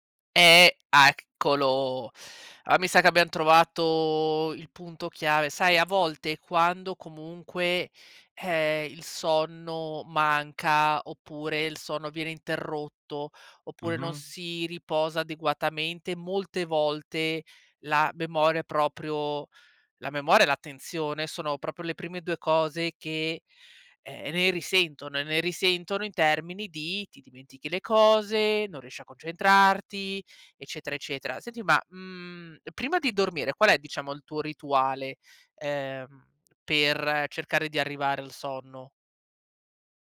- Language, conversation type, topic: Italian, advice, Perché faccio fatica a concentrarmi e a completare i compiti quotidiani?
- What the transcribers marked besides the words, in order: "Allora" said as "alloa"